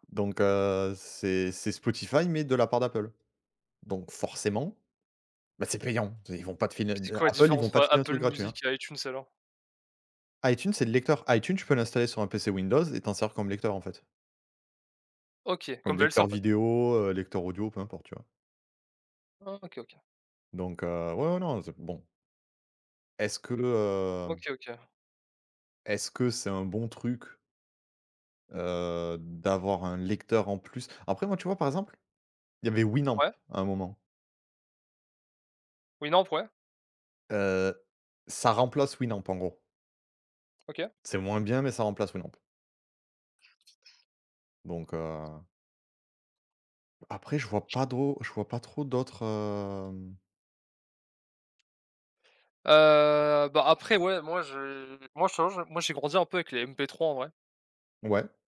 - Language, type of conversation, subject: French, unstructured, Comment la musique influence-t-elle ton humeur au quotidien ?
- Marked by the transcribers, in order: stressed: "payant"; unintelligible speech; other noise; drawn out: "hem"